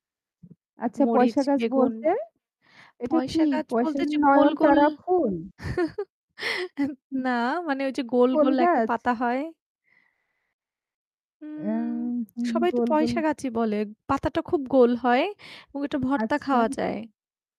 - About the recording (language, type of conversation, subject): Bengali, unstructured, তোমার কী কী ধরনের শখ আছে?
- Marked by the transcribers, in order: tapping; static; chuckle